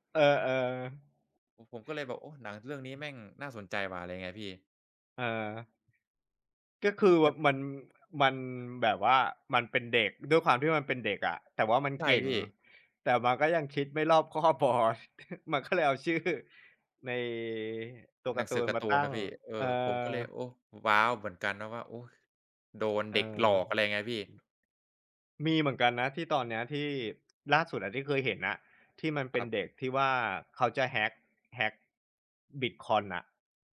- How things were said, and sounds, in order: laughing while speaking: "มันก็เลยเอาชื่อ"; "บิตคอยน์" said as "บิดคอน"
- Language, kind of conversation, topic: Thai, unstructured, หนังเรื่องไหนทำให้คุณหัวเราะมากที่สุด?